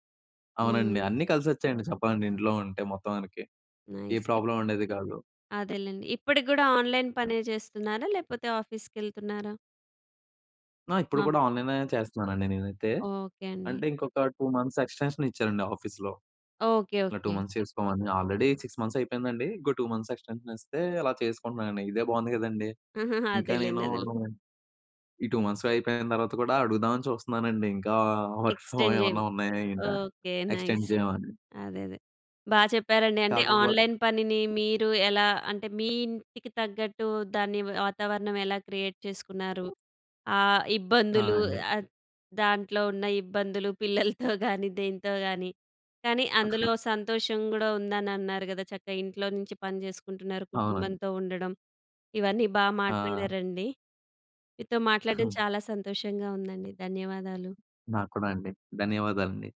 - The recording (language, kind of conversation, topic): Telugu, podcast, ఆన్లైన్‌లో పని చేయడానికి మీ ఇంట్లోని స్థలాన్ని అనుకూలంగా ఎలా మార్చుకుంటారు?
- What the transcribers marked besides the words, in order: in English: "నైస్"; in English: "ప్రాబ్లమ్"; in English: "ఆన్లైన్"; other noise; in English: "ఆఫీస్‌కి"; in English: "ఆన్లైన్"; in English: "ఎక్స్‌టెన్షన్ మంత్స్ ఎక్స్‌టెన్షన్"; in English: "టూ మంత్స్"; in English: "ఆల్రెడీ సిక్స్ మంత్స్"; in English: "టూ మంత్స్ ఎక్స్‌టెన్షన్"; chuckle; in English: "టూ మంత్స్"; in English: "ఎక్స్టెండ్"; in English: "వర్క్ ఫ్రమ్"; in English: "నైస్"; in English: "ఎక్సటేండ్"; in English: "ఆన్లైన్"; other background noise; in English: "క్రియేట్"; chuckle